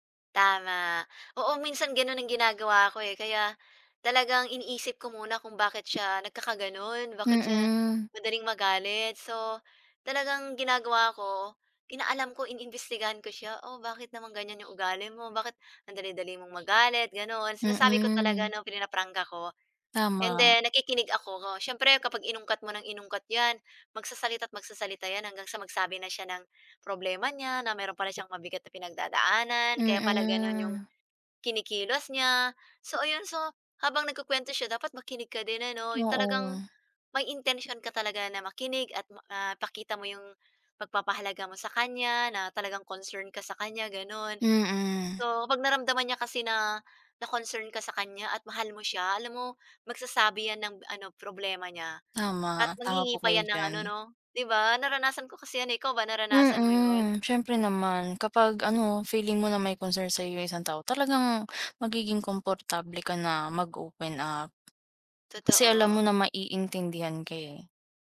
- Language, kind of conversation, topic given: Filipino, unstructured, Ano ang ginagawa mo para maiwasan ang paulit-ulit na pagtatalo?
- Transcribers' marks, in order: tapping